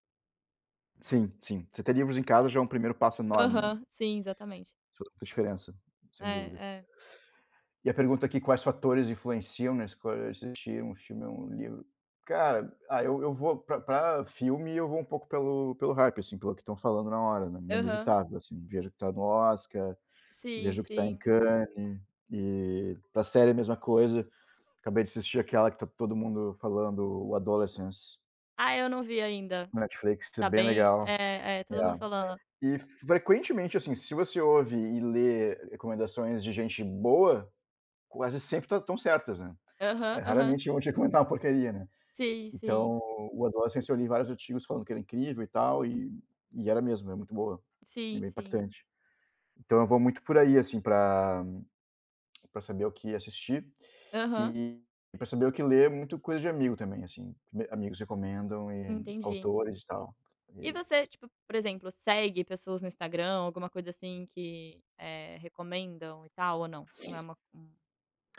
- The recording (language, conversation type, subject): Portuguese, unstructured, Como você decide entre assistir a um filme ou ler um livro?
- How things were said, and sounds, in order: tapping; other background noise; in English: "Adolescence"; in English: "o Adolescence"; tongue click